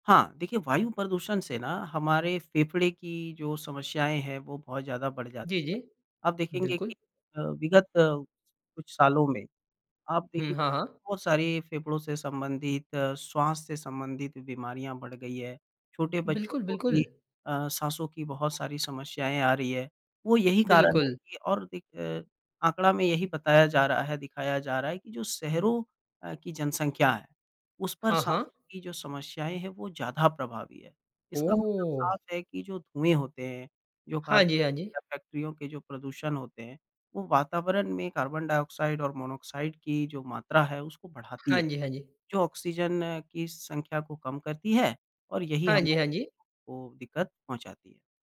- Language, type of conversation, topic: Hindi, podcast, पर्यावरण बचाने के लिए आप कौन-से छोटे कदम सुझाएंगे?
- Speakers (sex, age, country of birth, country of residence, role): male, 20-24, India, India, host; male, 25-29, India, India, guest
- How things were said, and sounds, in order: other background noise; unintelligible speech